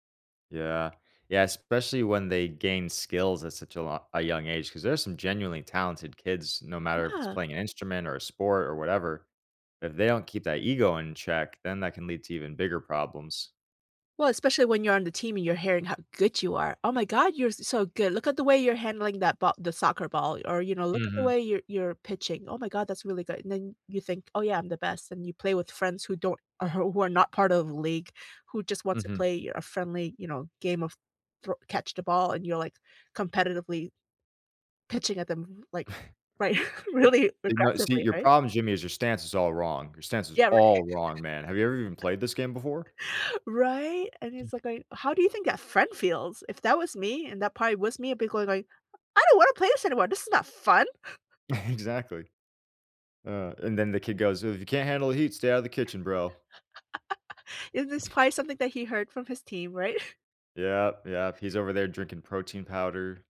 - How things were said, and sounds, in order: laughing while speaking: "who"; chuckle; other noise; laughing while speaking: "right, really"; stressed: "all"; laughing while speaking: "right"; laugh; chuckle; chuckle; laugh; chuckle; laughing while speaking: "right?"
- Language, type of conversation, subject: English, unstructured, How can I use school sports to build stronger friendships?